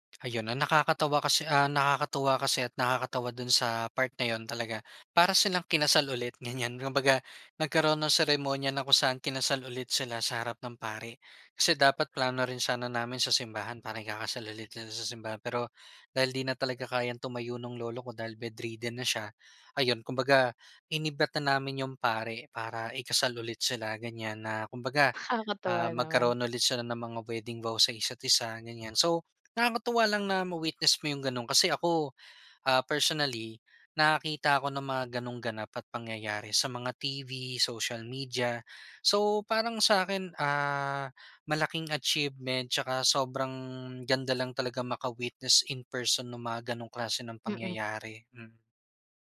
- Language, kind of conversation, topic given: Filipino, podcast, Ano ang pinaka-hindi mo malilimutang pagtitipon ng pamilya o reunion?
- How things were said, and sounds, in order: tapping; laughing while speaking: "Nakakatuwa naman"; other background noise